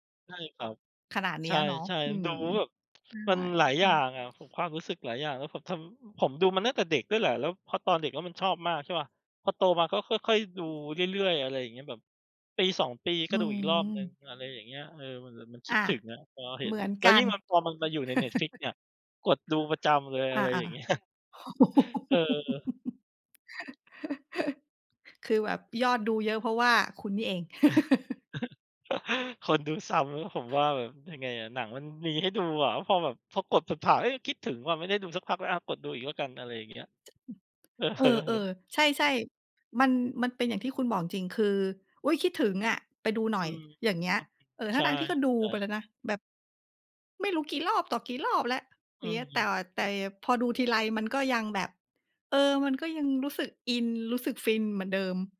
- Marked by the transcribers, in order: other background noise; chuckle; chuckle; laughing while speaking: "เงี้ย"; chuckle; other noise; laughing while speaking: "เออ"; unintelligible speech
- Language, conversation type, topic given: Thai, unstructured, ภาพยนตร์เรื่องโปรดของคุณสอนอะไรคุณบ้าง?